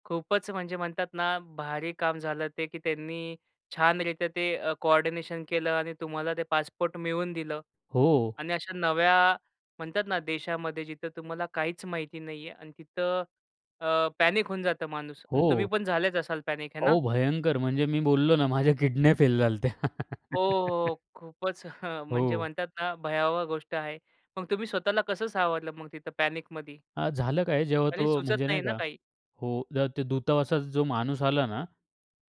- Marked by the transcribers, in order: other background noise; laughing while speaking: "किडन्या फेल झालत्या"; "झाल्या होत्या" said as "झालत्या"; laugh; chuckle
- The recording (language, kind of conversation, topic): Marathi, podcast, तुमचा पासपोर्ट किंवा एखादे महत्त्वाचे कागदपत्र कधी हरवले आहे का?